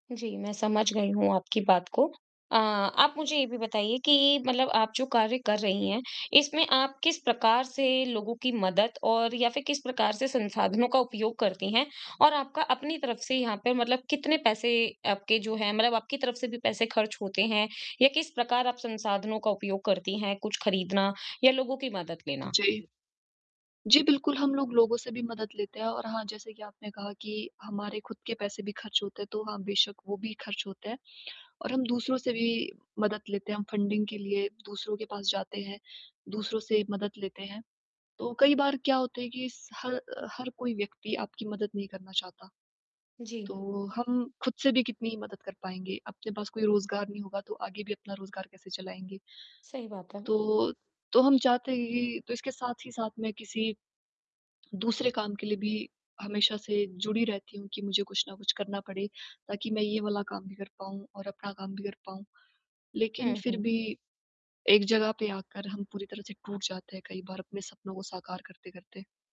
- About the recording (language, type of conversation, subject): Hindi, advice, मैं अपने बड़े सपनों को रोज़मर्रा के छोटे, नियमित कदमों में कैसे बदलूँ?
- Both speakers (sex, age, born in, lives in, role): female, 20-24, India, India, user; female, 25-29, India, India, advisor
- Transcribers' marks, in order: distorted speech; in English: "फंडिंग"